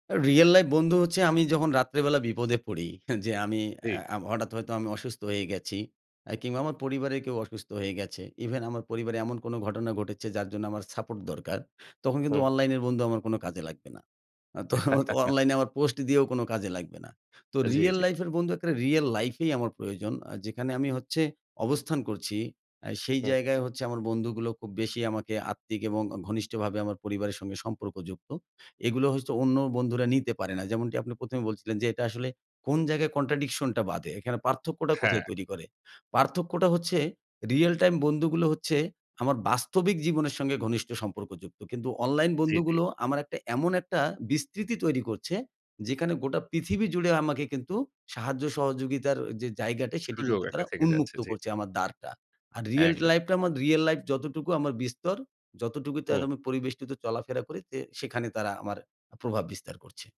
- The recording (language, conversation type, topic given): Bengali, podcast, অনলাইনে গড়ে ওঠা সম্পর্কগুলো বাস্তব জীবনের সম্পর্কের থেকে আপনার কাছে কীভাবে আলাদা মনে হয়?
- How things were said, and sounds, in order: laughing while speaking: "পড়ি"; chuckle; laughing while speaking: "তো অনলাইন"; in English: "কন্ট্রাডিকশন"; other background noise